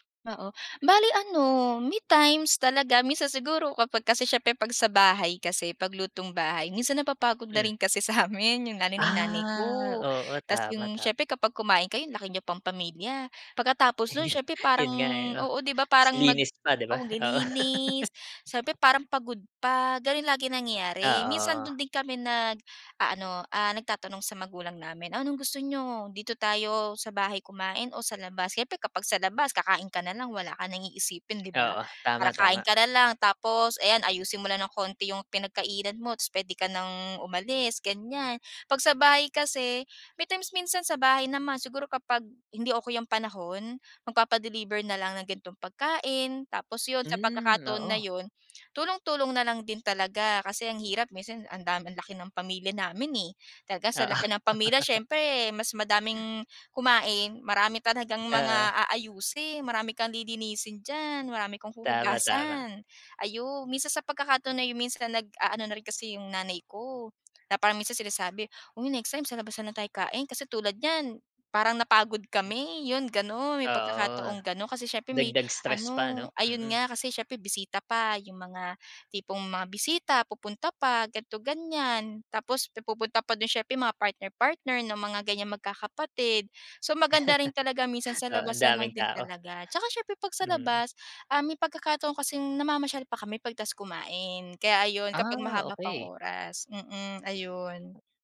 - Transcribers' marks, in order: laughing while speaking: "Ayu"; laughing while speaking: "Oo"; laugh; laugh; laugh
- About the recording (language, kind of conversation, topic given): Filipino, podcast, Ano ang paborito ninyong tradisyon sa pamilya?